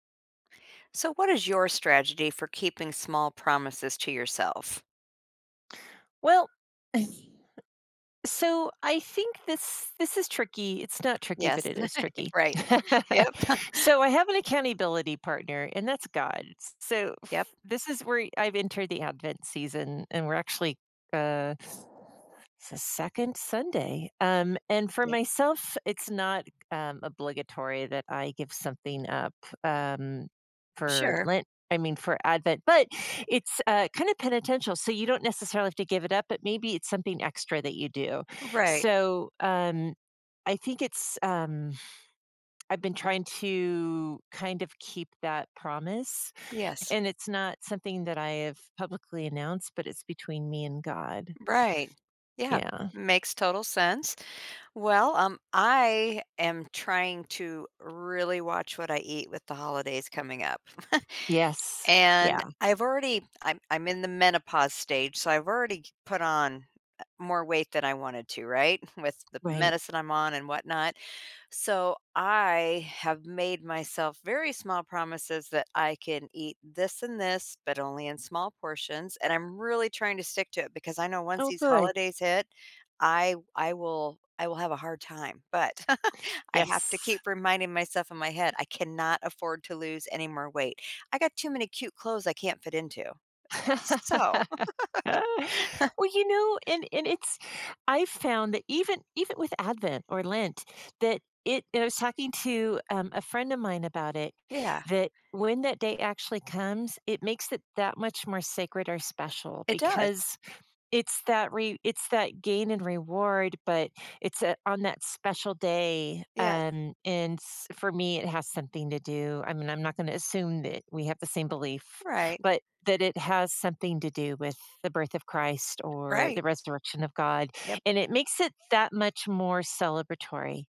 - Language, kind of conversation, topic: English, unstructured, What's the best way to keep small promises to oneself?
- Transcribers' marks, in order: "strategy" said as "stragedy"; chuckle; "accountability" said as "accountibility"; chuckle; other background noise; tapping; chuckle; chuckle; laugh; giggle